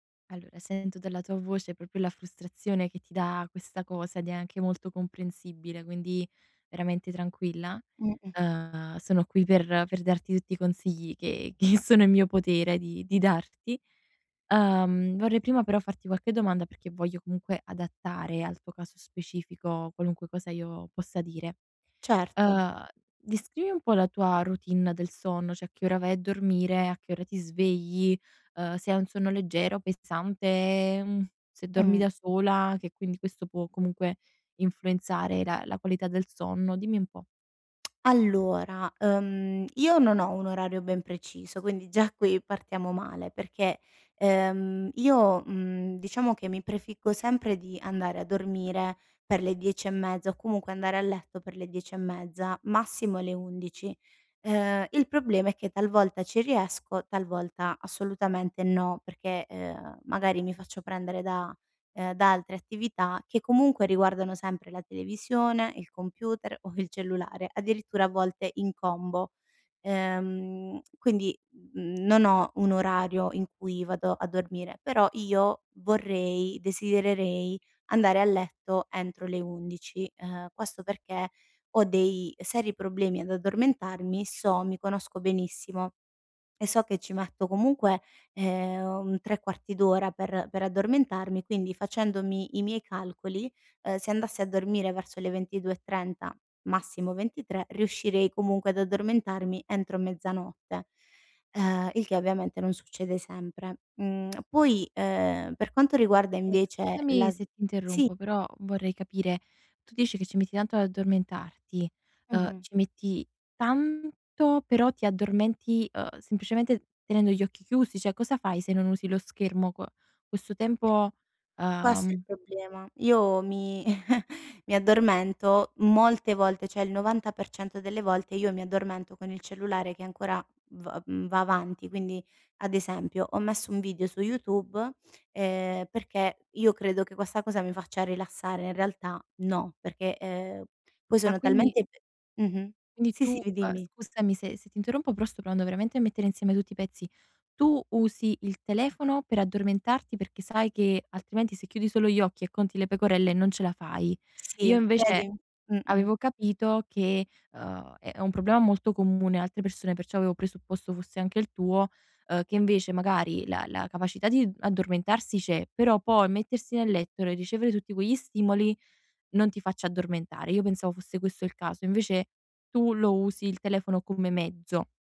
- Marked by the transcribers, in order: "proprio" said as "propio"; laughing while speaking: "che"; "cioè" said as "ceh"; "Cioè" said as "ceh"; chuckle; "cioè" said as "ceh"
- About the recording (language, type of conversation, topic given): Italian, advice, Come posso ridurre il tempo davanti agli schermi prima di andare a dormire?